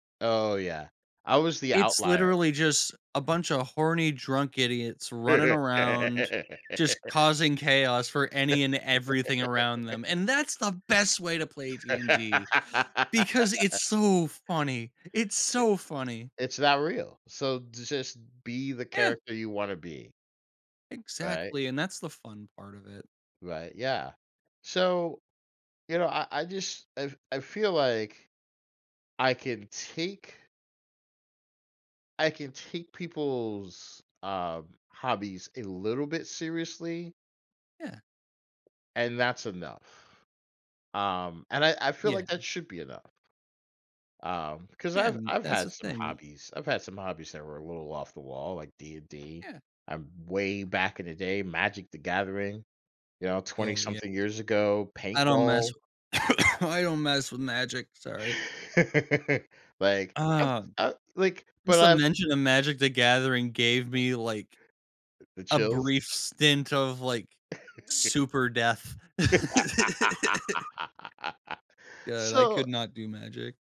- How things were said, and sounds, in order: laugh; laugh; tapping; cough; laugh; other background noise; chuckle; laugh; laugh
- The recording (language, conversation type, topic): English, unstructured, What makes people want others to value their hobbies as much as they do?
- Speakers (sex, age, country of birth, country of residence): male, 20-24, United States, United States; male, 50-54, United States, United States